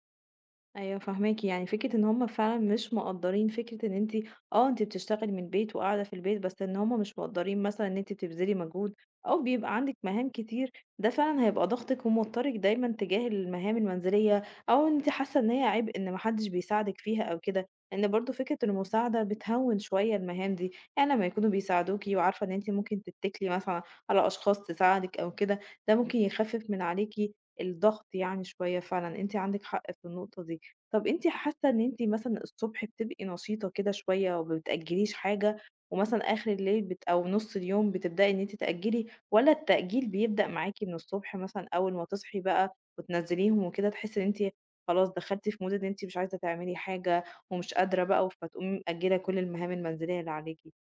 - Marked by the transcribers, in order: other background noise; in English: "Mood"
- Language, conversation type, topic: Arabic, advice, إزاي بتأجّل المهام المهمة لآخر لحظة بشكل متكرر؟